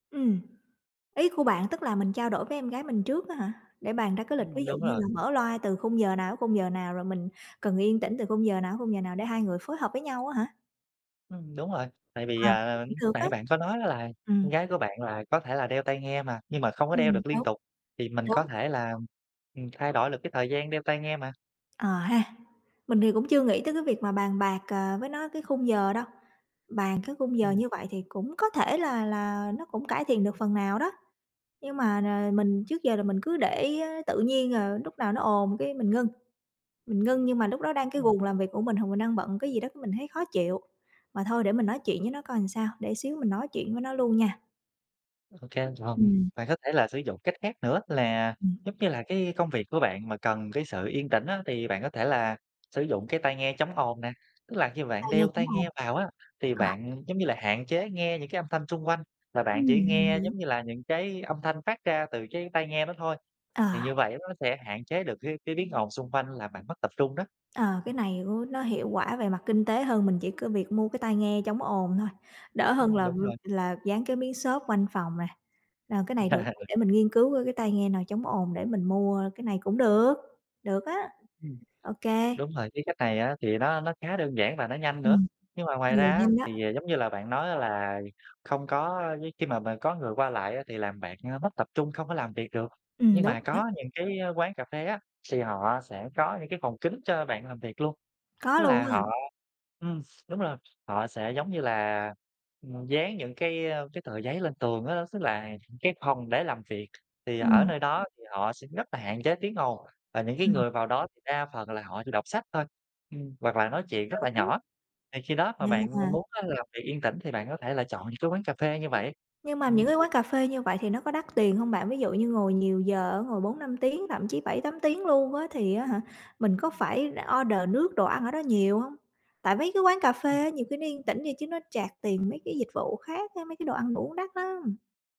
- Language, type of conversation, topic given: Vietnamese, advice, Làm thế nào để bạn tạo được một không gian yên tĩnh để làm việc tập trung tại nhà?
- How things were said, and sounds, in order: other background noise; tapping; chuckle; in English: "charge"